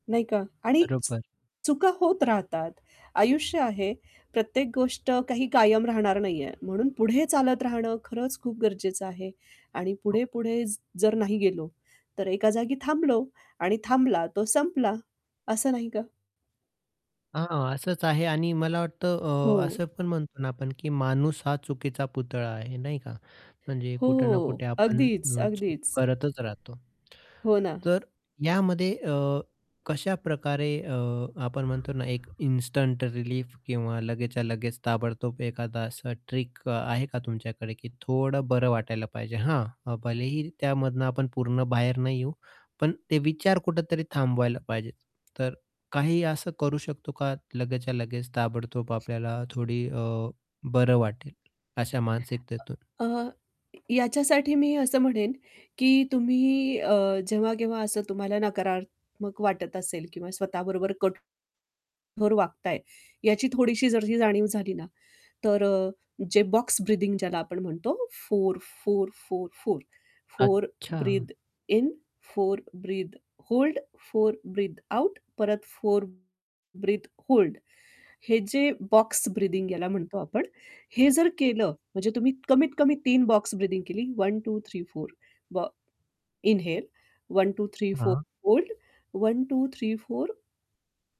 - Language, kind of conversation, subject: Marathi, podcast, स्वतःशी दयाळूपणे कसे वागावे?
- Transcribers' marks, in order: static; other background noise; mechanical hum; other noise; in English: "इन्स्टंट रिलीफ"; tapping; "थोडं" said as "थोडी"; distorted speech; "जरी" said as "जर"; in English: "बॉक्स ब्रीथिंग"; in English: "फोर, फोर, फोर, फोर. फोर … फोर ब्रीथ आउट"; in English: "फोर ब्रीथ होल्ड"; in English: "बॉक्स ब्रिथिंग"; in English: "बॉक्स ब्रीथिंग"; in English: "इन्हेल"